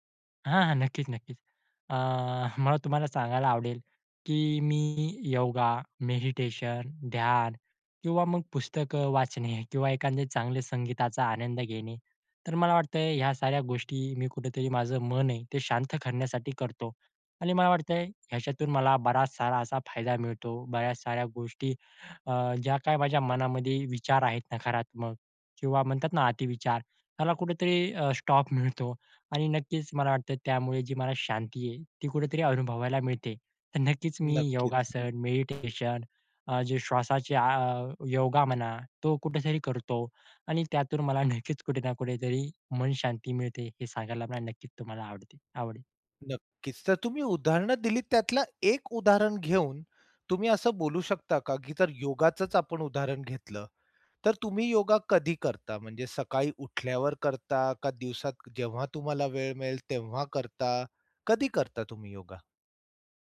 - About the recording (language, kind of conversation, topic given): Marathi, podcast, मन शांत ठेवण्यासाठी तुम्ही रोज कोणती सवय जपता?
- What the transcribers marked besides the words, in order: chuckle; other background noise; laughing while speaking: "मिळतो"; tapping; laughing while speaking: "तर नक्कीच"; laughing while speaking: "नक्कीच"